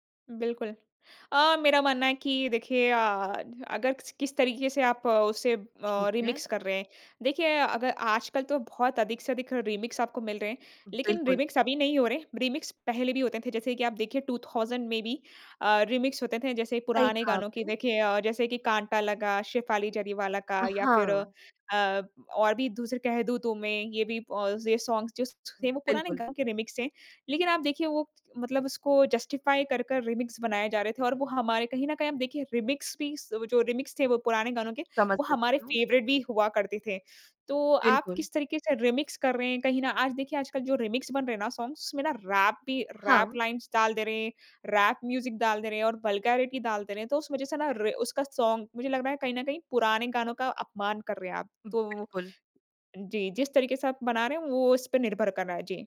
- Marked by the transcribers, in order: in English: "रीमिक्स"; in English: "रीमिक्स"; in English: "रीमिक्स"; in English: "रीमिक्स"; in English: "टू थाउजेंड"; in English: "रीमिक्स"; in English: "सॉन्ग्स"; in English: "रीमिक्स"; in English: "जस्टिफ़ाई"; in English: "रीमिक्स"; in English: "रीमिक्स"; in English: "रीमिक्स"; in English: "फ़ेवरेट"; in English: "रीमिक्स"; in English: "रीमिक्स"; in English: "सॉन्ग्स"; in English: "रैप लाइन्स"; in English: "रैप म्यूज़िक"; in English: "वल्गैरिटी"; in English: "सॉन्ग"
- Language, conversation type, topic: Hindi, podcast, साझा प्लेलिस्ट में पुराने और नए गानों का संतुलन कैसे रखते हैं?